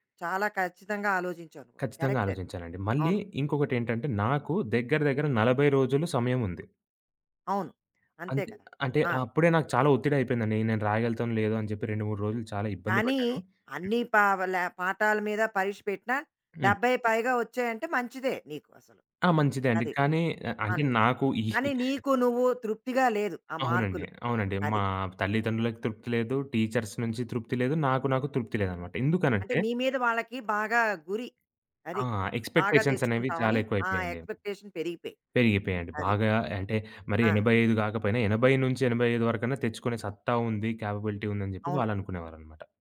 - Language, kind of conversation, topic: Telugu, podcast, థెరపీ గురించి మీ అభిప్రాయం ఏమిటి?
- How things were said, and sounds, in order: other background noise; giggle; in English: "టీచర్స్"; in English: "ఎక్స్‌పెక్టేషన్స్"; in English: "ఎక్స్‌పెక్టేషన్"; in English: "కేపబిలిటీ"